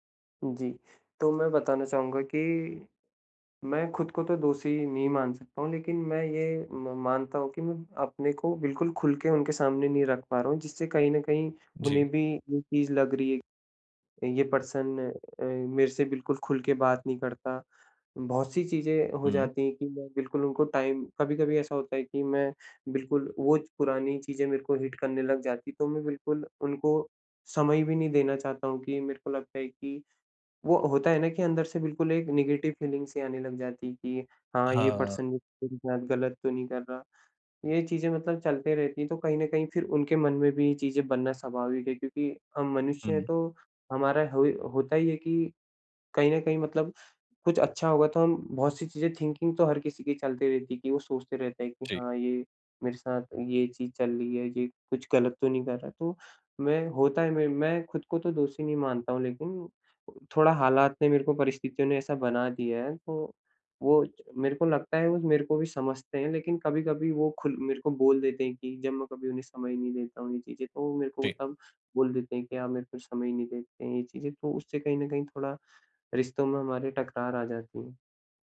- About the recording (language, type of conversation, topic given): Hindi, advice, आप हर रिश्ते में खुद को हमेशा दोषी क्यों मान लेते हैं?
- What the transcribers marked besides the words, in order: in English: "पर्सन"; in English: "टाइम"; in English: "हिट"; in English: "नेगेटिव फ़ीलिंग"; in English: "पर्सन"; in English: "थिंकिंग"